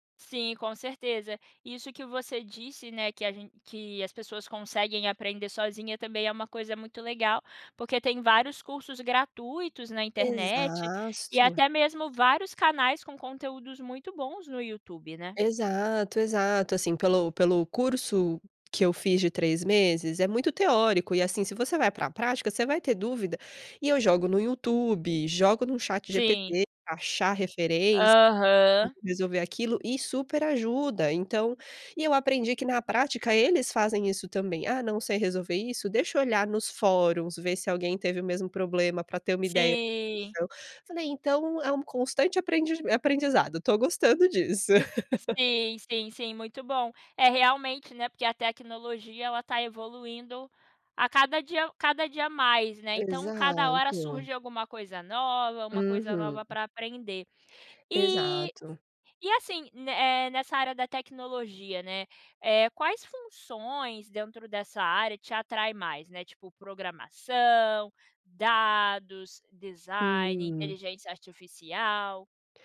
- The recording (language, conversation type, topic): Portuguese, podcast, Você já pensou em mudar de carreira? Por quê?
- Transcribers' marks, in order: "Exato" said as "exasto"; unintelligible speech; laugh